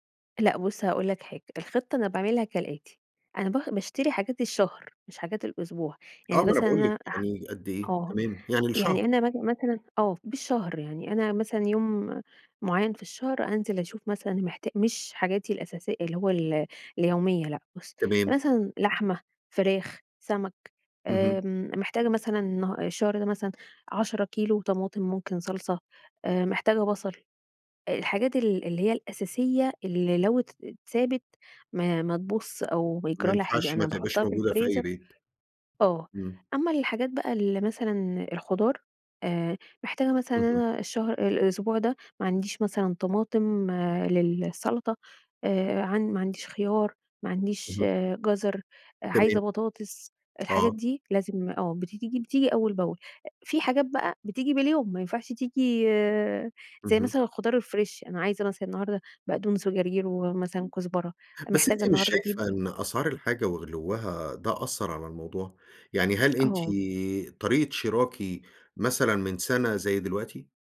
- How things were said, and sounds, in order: tapping; in English: "الفريش"; other background noise
- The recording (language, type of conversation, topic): Arabic, podcast, إزاي تخطط لوجبات الأسبوع بطريقة سهلة؟